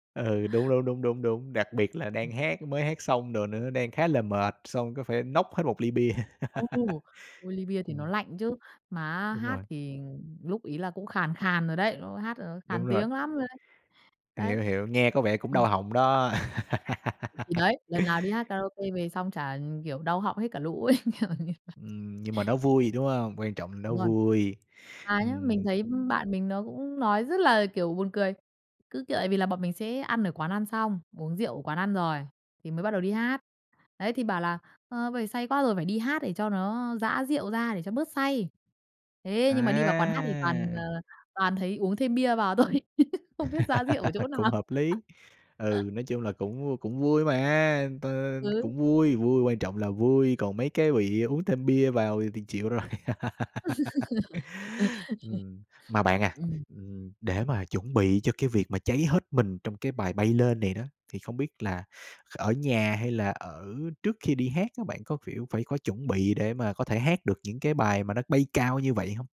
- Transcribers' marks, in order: tapping; laugh; unintelligible speech; laugh; laughing while speaking: "ấy, kiểu như vậy"; drawn out: "À!"; laugh; laughing while speaking: "thôi"; laugh; other noise; laugh; "kiểu" said as "phiểu"
- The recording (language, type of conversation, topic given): Vietnamese, podcast, Hát karaoke bài gì khiến bạn cháy hết mình nhất?